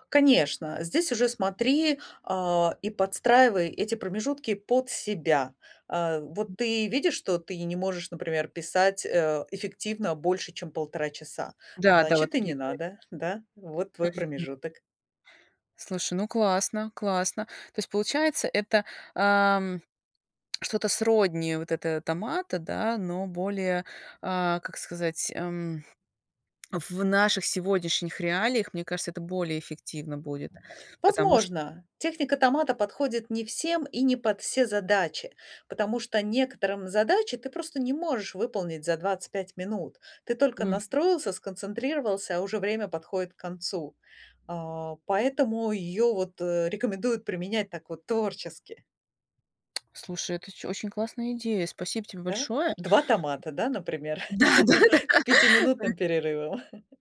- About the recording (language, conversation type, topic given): Russian, advice, Как лучше распределять временные блоки, чтобы каждый день сбалансировать работу и отдых?
- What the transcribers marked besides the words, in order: other background noise; unintelligible speech; tapping; chuckle; laughing while speaking: "Да-да-да. Да"; chuckle